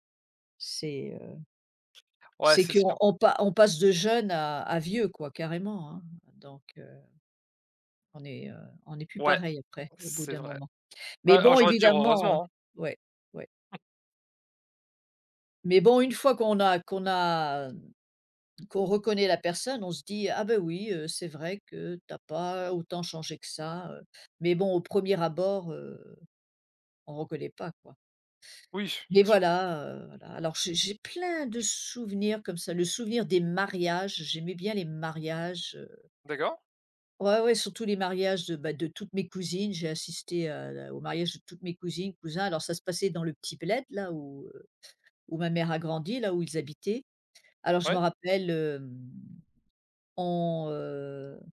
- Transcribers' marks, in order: other background noise; unintelligible speech; stressed: "plein"; stressed: "mariages"; stressed: "les mariages"; drawn out: "hem"
- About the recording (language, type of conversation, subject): French, unstructured, Quels souvenirs d’enfance te rendent encore nostalgique aujourd’hui ?